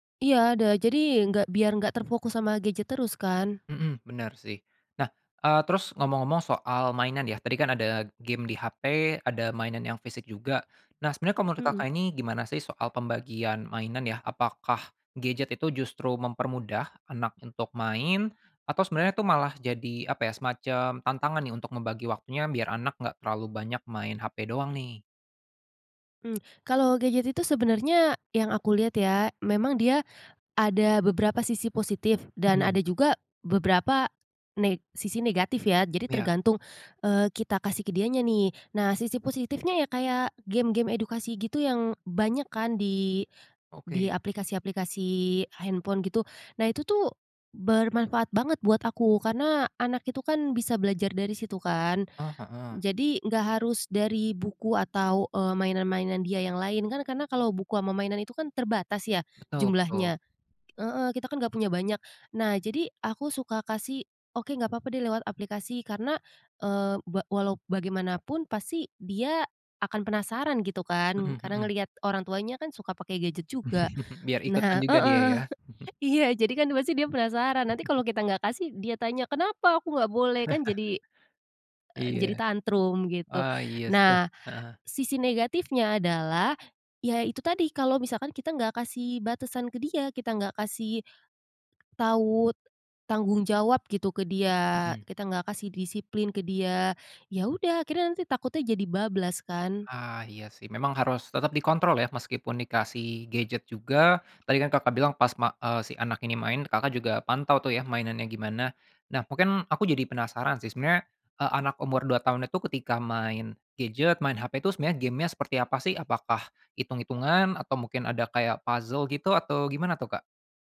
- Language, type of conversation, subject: Indonesian, podcast, Bagaimana orang tua membicarakan aturan penggunaan gawai di rumah?
- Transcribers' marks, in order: other background noise; tapping; chuckle; laughing while speaking: "heeh"; chuckle; chuckle